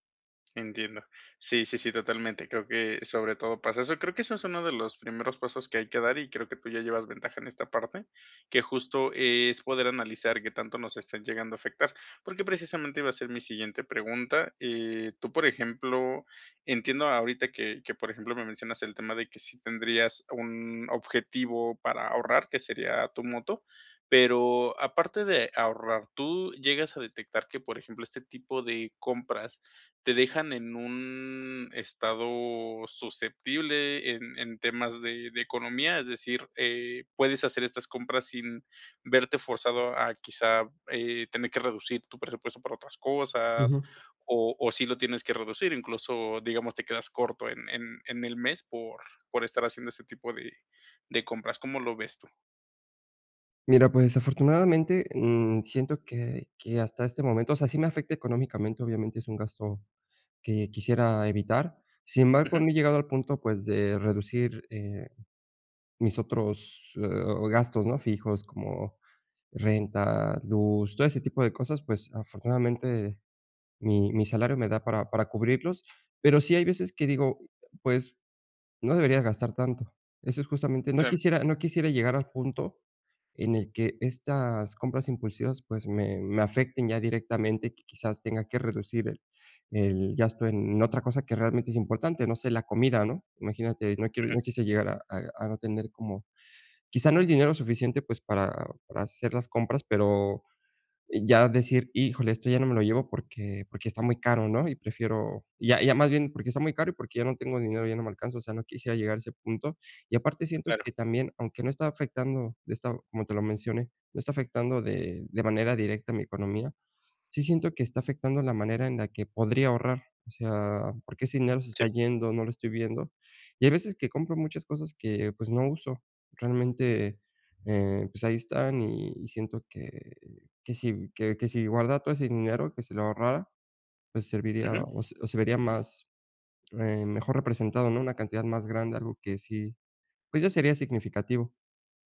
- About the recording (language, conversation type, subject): Spanish, advice, ¿Cómo puedo evitar las compras impulsivas y ahorrar mejor?
- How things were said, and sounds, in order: other background noise